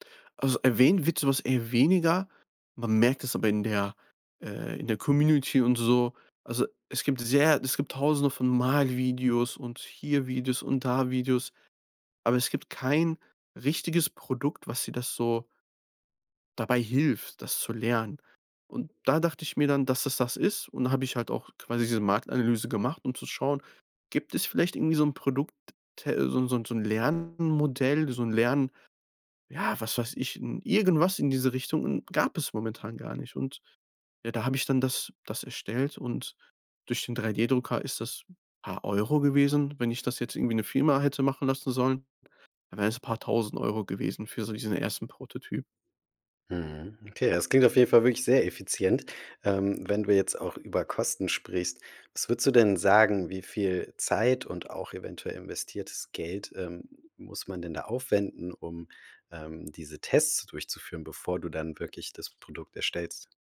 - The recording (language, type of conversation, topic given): German, podcast, Wie testest du Ideen schnell und günstig?
- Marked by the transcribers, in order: stressed: "hilft"; stressed: "Tests"